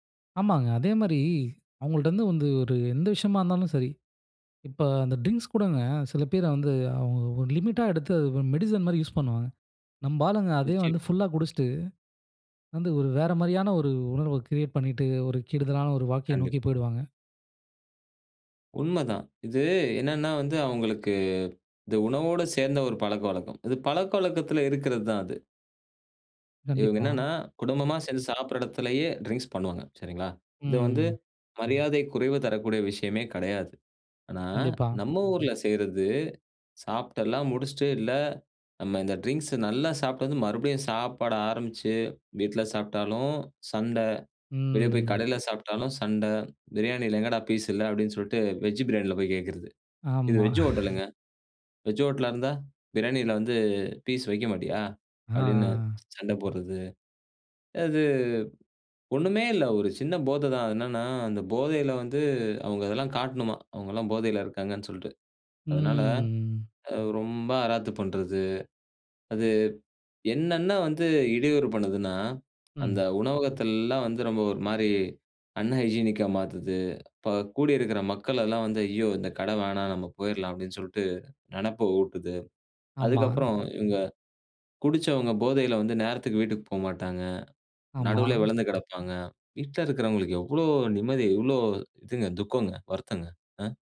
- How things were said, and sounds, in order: in English: "டிரிங்க்ஸ்"; in English: "லிமிட்டா"; in English: "மெடிசின்"; in English: "கிரியேட்"; chuckle; drawn out: "ம்"; in English: "அன்ஹைஜீனிக்கா"; sad: "நடுவுலேயே விழுந்து கிடப்பாங்க. வீட்ல இருக்கிறவங்களுக்கு எவ்ளோ நிம்மதி, எவ்ளோ இதுங்க துக்கங்க, வருத்தங்க. அ"
- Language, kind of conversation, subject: Tamil, podcast, உணவில் சிறிய மாற்றங்கள் எப்படி வாழ்க்கையை பாதிக்க முடியும்?